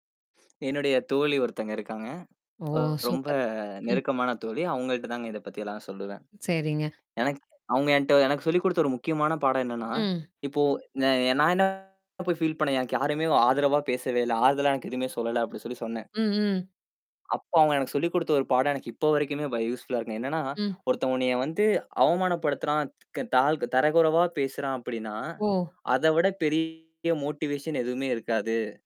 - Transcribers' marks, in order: sniff; distorted speech; other noise; in English: "ஃபீல்"; in English: "யூஸ்ஃபுல்லா"; in English: "மொட்டிவேஷன்"
- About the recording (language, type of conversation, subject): Tamil, podcast, தோல்வியைச் சந்தித்தபோது நீங்கள் என்ன கற்றுக்கொண்டீர்கள்?